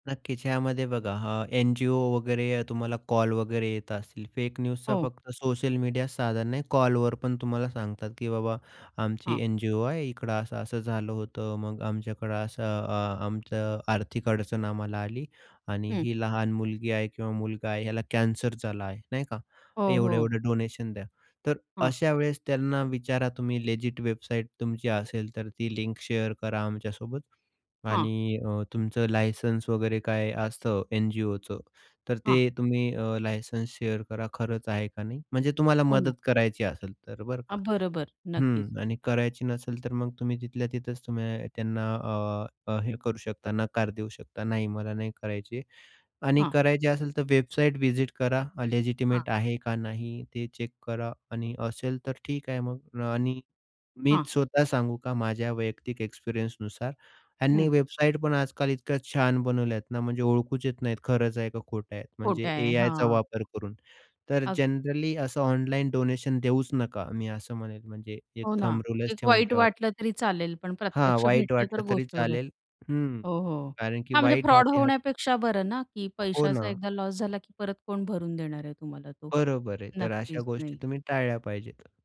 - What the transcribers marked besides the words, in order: in English: "न्यूजचा"; in English: "डोनेशन"; in English: "लेजिट"; in English: "शेअर"; in English: "शेअर"; in English: "व्हिजिट"; in English: "लेजिटिमेट"; in English: "चेक"; in English: "जनरली"; in English: "डोनेशन"; in English: "थंब रूलच"; tapping
- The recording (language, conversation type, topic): Marathi, podcast, फेक बातम्या ओळखण्याचे सोपे मार्ग